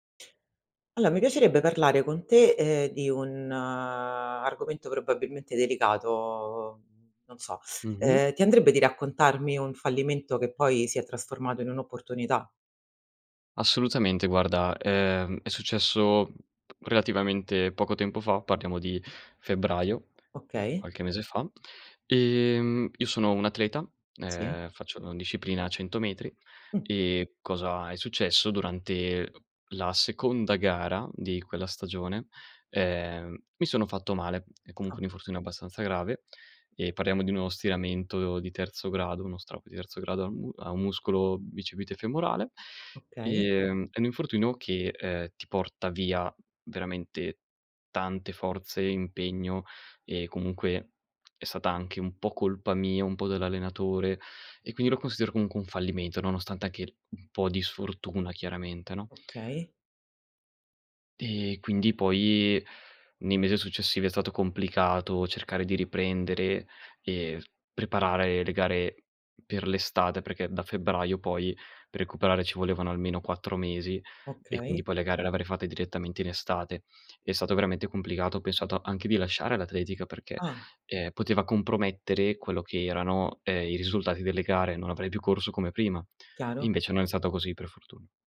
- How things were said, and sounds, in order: teeth sucking
- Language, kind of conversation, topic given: Italian, podcast, Raccontami di un fallimento che si è trasformato in un'opportunità?